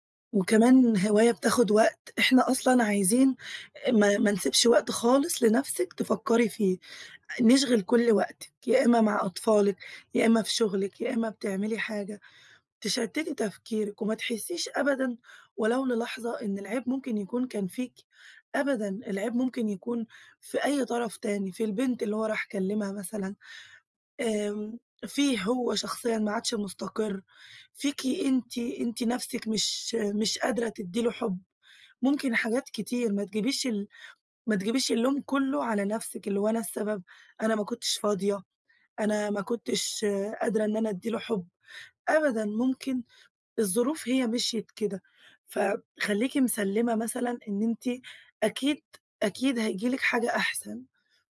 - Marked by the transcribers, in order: other street noise
- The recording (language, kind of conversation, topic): Arabic, advice, إزاي الانفصال أثّر على أدائي في الشغل أو الدراسة؟